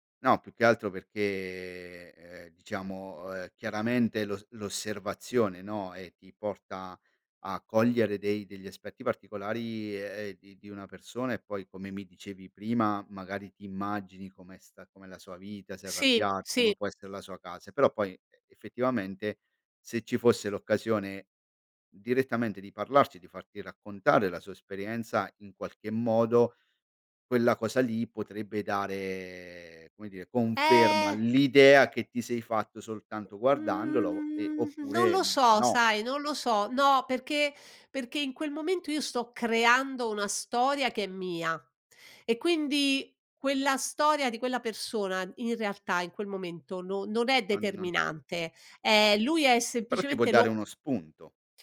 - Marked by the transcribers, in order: other background noise
- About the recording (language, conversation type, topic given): Italian, podcast, Come nascono le tue idee per i progetti creativi?